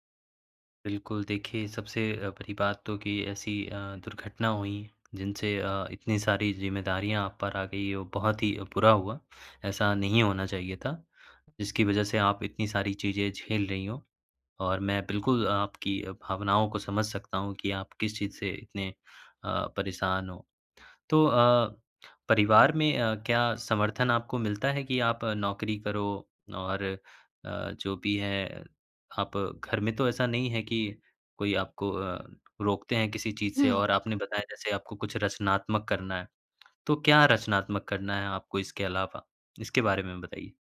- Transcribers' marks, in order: tapping
- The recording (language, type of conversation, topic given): Hindi, advice, आप नौकरी, परिवार और रचनात्मक अभ्यास के बीच संतुलन कैसे बना सकते हैं?